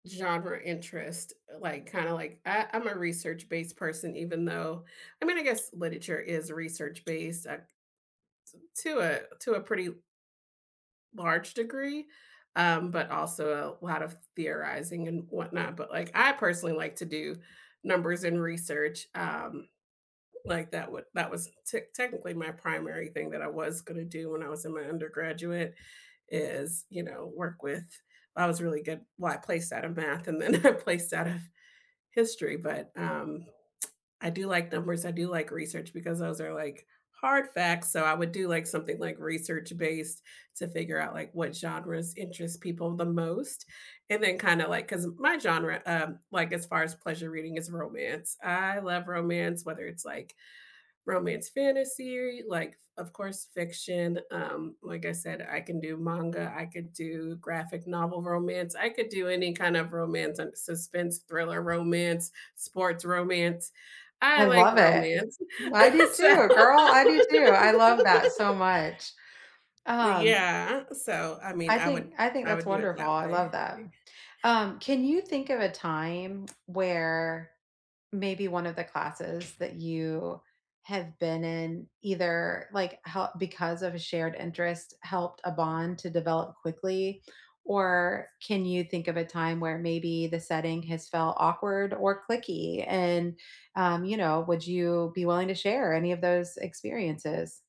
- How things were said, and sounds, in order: tapping; other background noise; laughing while speaking: "then I"; lip smack; chuckle; laughing while speaking: "So"; laugh
- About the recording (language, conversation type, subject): English, unstructured, How have you made new friends through movement or classes?
- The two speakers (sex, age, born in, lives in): female, 40-44, United States, United States; female, 45-49, United States, United States